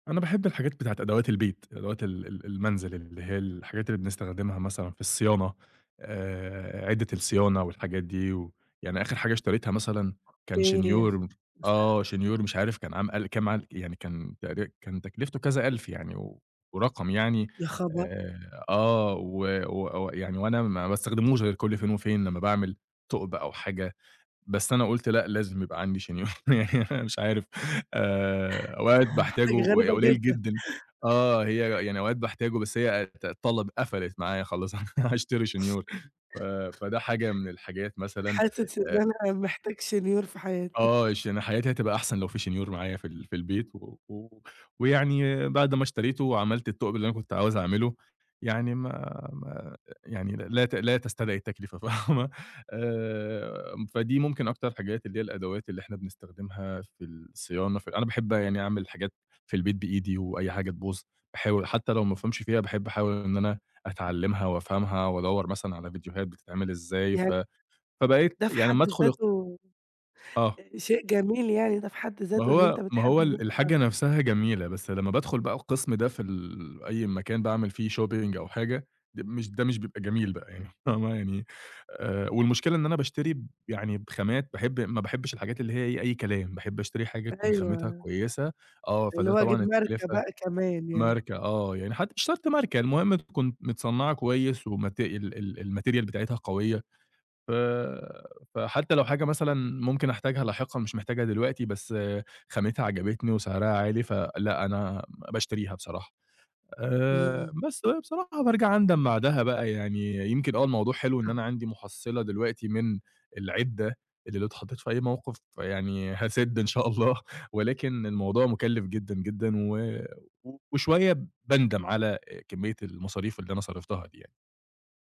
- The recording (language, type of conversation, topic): Arabic, advice, إيه تجربتك مع الشراء الاندفاعي والندم بعد الصرف؟
- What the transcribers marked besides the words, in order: unintelligible speech; unintelligible speech; laughing while speaking: "يعني أنا مش عارف"; chuckle; laughing while speaking: "حاجة غريبة جدًا"; laughing while speaking: "أنا هاشتري شنيور"; other background noise; chuckle; laughing while speaking: "فاهمة"; in English: "shopping"; laughing while speaking: "فاهمة"; in English: "الmaterial"; unintelligible speech; laughing while speaking: "إن شاء الله"